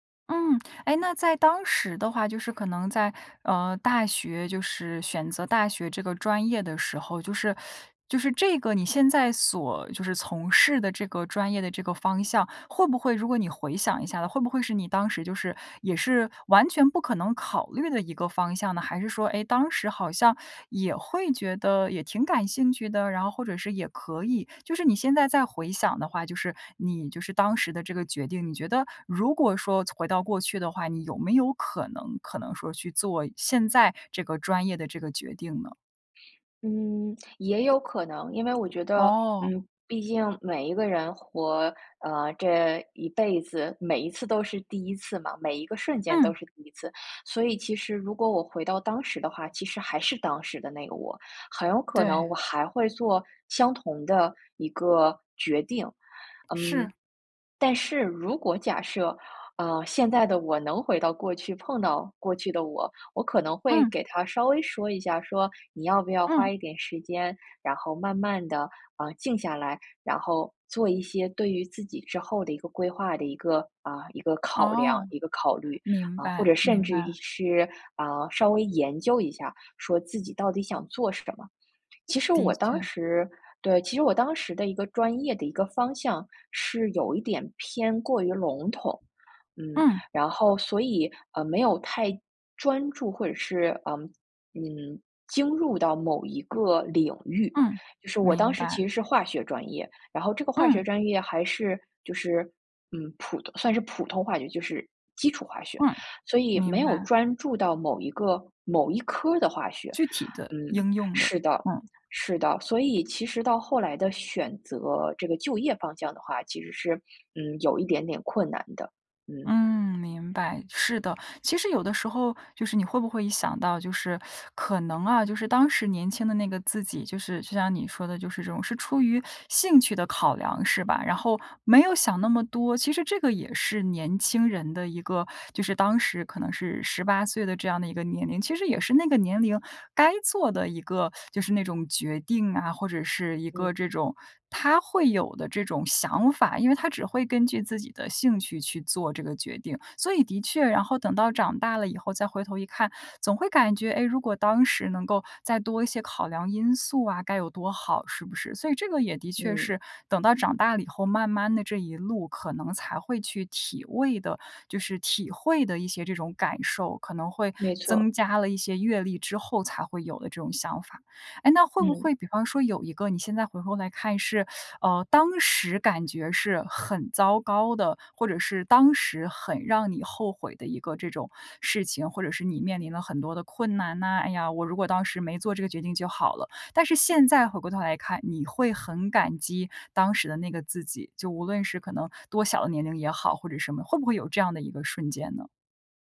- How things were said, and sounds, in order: teeth sucking; other background noise; teeth sucking; teeth sucking; teeth sucking
- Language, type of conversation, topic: Chinese, podcast, 你最想给年轻时的自己什么建议？